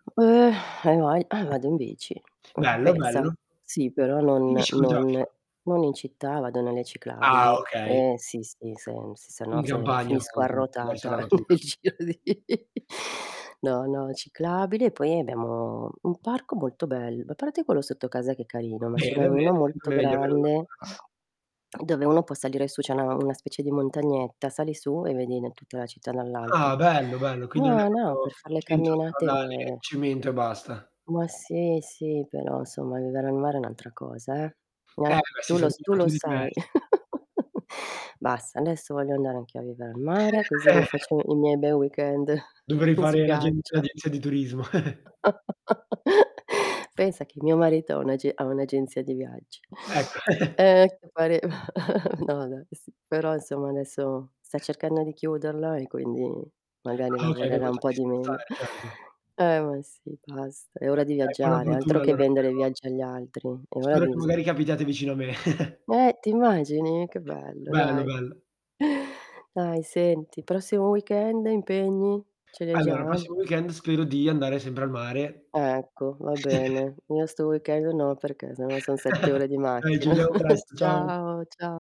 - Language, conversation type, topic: Italian, unstructured, Cosa ti rende più felice durante il weekend?
- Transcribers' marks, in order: tapping; exhale; distorted speech; unintelligible speech; static; chuckle; laughing while speaking: "nel giro di"; sniff; "proprio" said as "propio"; other background noise; unintelligible speech; chuckle; chuckle; chuckle; chuckle; laugh; sniff; laughing while speaking: "pareva"; chuckle; unintelligible speech; unintelligible speech; chuckle; chuckle; chuckle